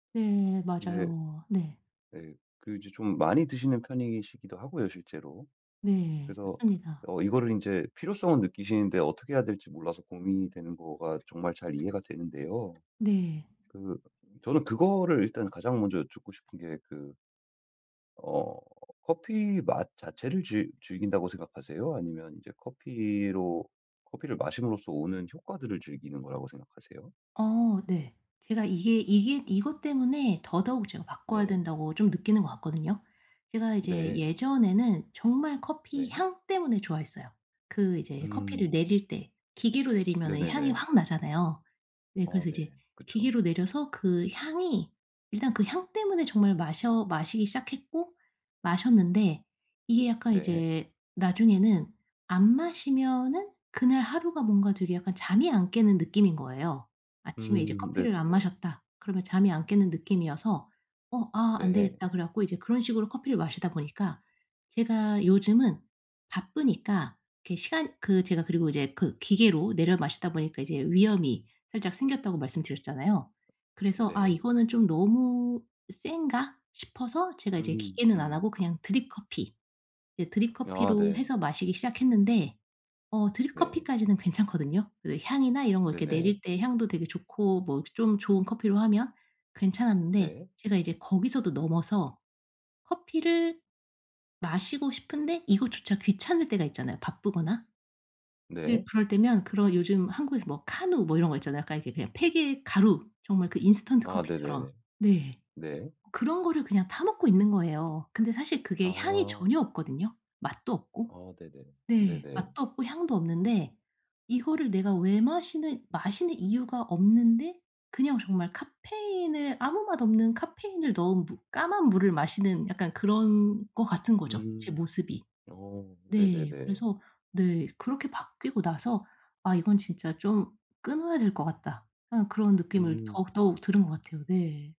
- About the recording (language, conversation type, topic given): Korean, advice, 해로운 행동을 건강한 습관으로 바꾸려면 어디서부터 시작해야 할까요?
- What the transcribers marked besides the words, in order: other background noise; tapping